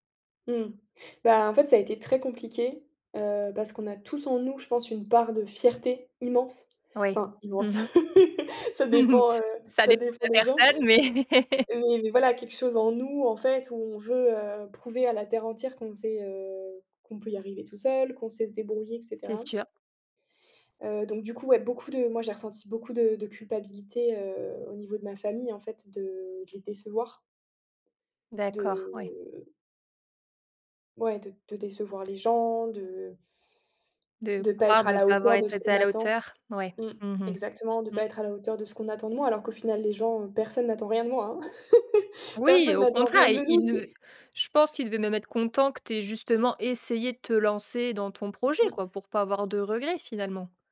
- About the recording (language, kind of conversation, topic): French, podcast, Comment gères-tu le dilemme entre sécurité financière et passion ?
- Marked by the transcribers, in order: chuckle; chuckle; drawn out: "De"; chuckle